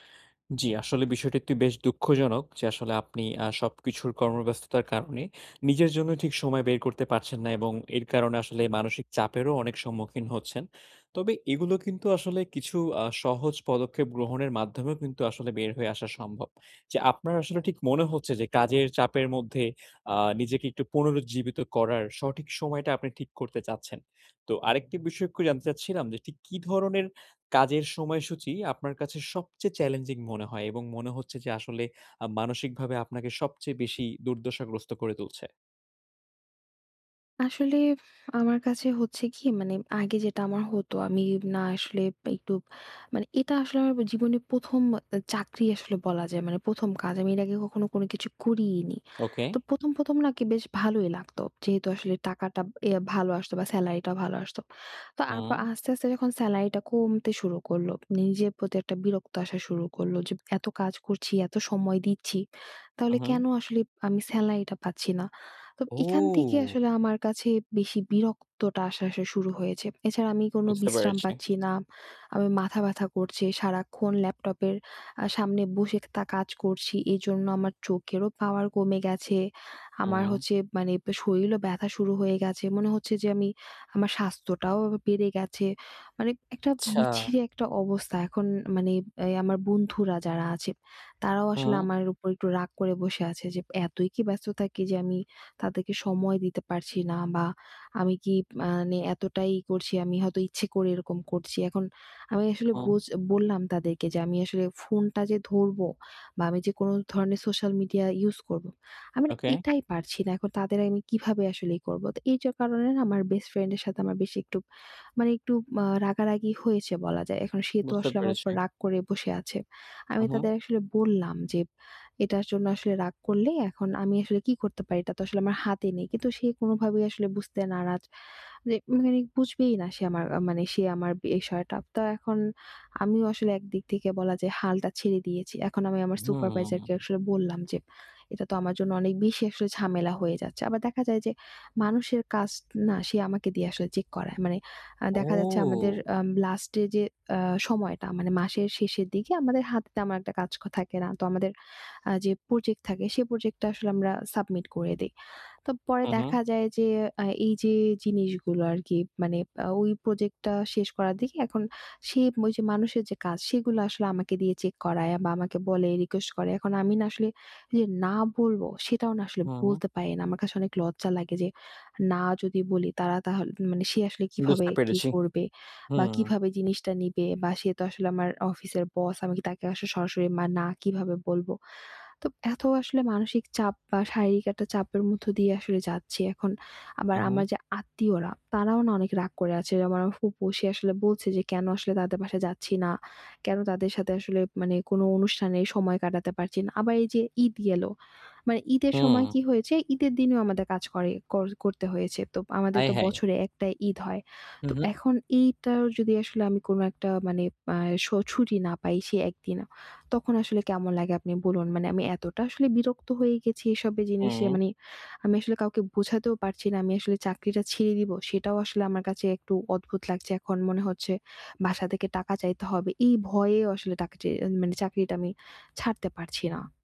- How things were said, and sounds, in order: other background noise; drawn out: "ওহ!"; drawn out: "ওহ!"
- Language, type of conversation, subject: Bengali, advice, কাজের মাঝখানে বিরতি ও পুনরুজ্জীবনের সময় কীভাবে ঠিক করব?